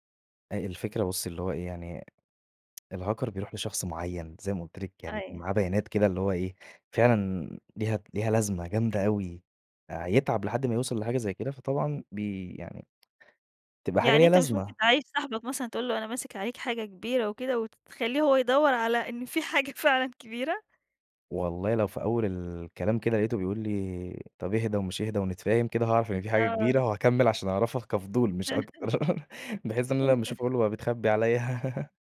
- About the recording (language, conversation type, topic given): Arabic, podcast, إزاي بتحافظ على خصوصيتك على الإنترنت؟
- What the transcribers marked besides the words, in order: tsk; in English: "الHacker"; laughing while speaking: "حاجة فعلًا"; chuckle; laugh; chuckle; laugh